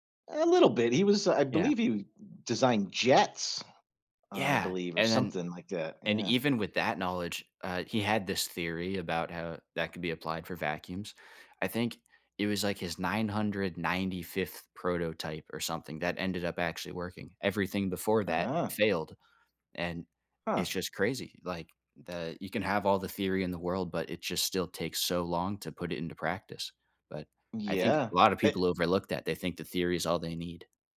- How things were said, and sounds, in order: other background noise; stressed: "jets"
- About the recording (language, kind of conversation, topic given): English, unstructured, What is a piece of technology that truly amazed you or changed your perspective?
- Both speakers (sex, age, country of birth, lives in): male, 20-24, United States, United States; male, 45-49, United States, United States